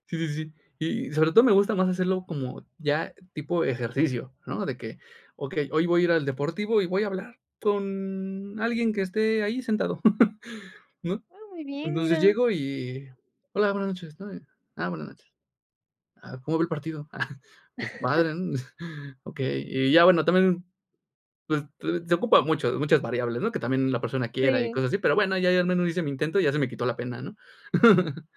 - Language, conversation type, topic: Spanish, podcast, ¿Qué hábitos te ayudan a mantener la creatividad día a día?
- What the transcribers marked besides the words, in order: laugh; chuckle; chuckle